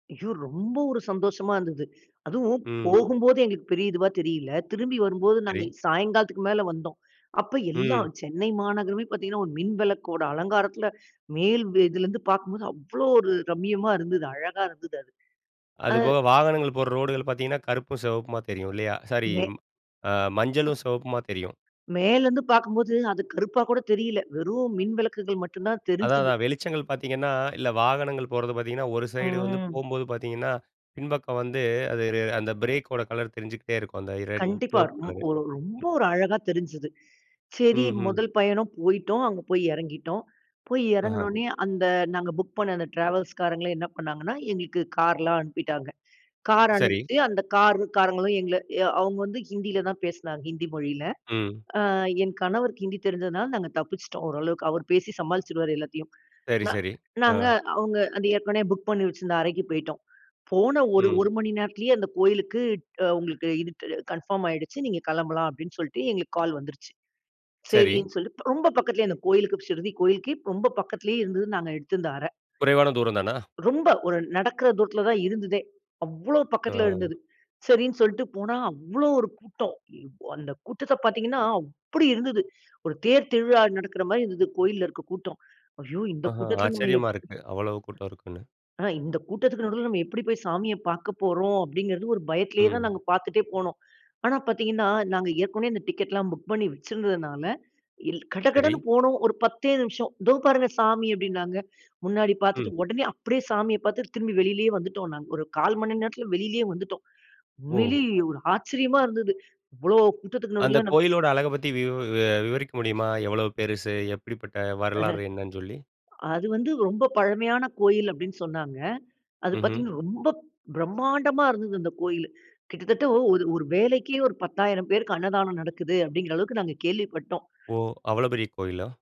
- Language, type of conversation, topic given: Tamil, podcast, ஒரு பயணம் திடீரென மறக்க முடியாத நினைவாக மாறிய அனுபவம் உங்களுக்குண்டா?
- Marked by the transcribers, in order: surprised: "மேல் வ இதில இருந்து பார்க்கும்போது அவ்வளவு ஒரு ரம்யமா இருந்தது. அழகா இருந்தது அது"; other noise; drawn out: "ம்"; in English: "கன்ஃபர்ம்"; surprised: "அவ்வளவு பக்கத்தில இருந்தது. சரினு சொல்லிட்டு … கோயில்ல இருக்க கூட்டம்"; surprised: "உண்மையிலேயே ஒரு ஆச்சரியமா இருந்தது"; laugh